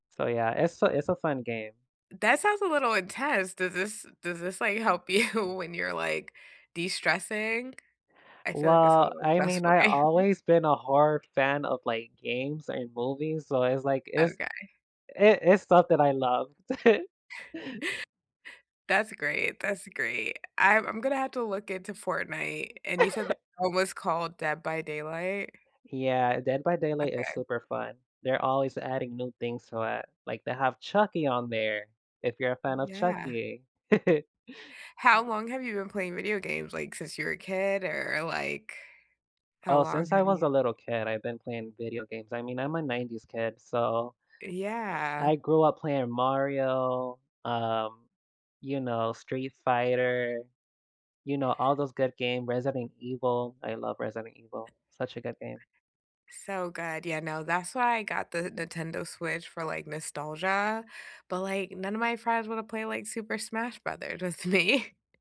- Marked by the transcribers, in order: laughing while speaking: "you"; tapping; laughing while speaking: "game"; laugh; chuckle; laugh; unintelligible speech; chuckle; other background noise; laughing while speaking: "me"
- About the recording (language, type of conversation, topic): English, unstructured, What’s a hobby that always boosts your mood?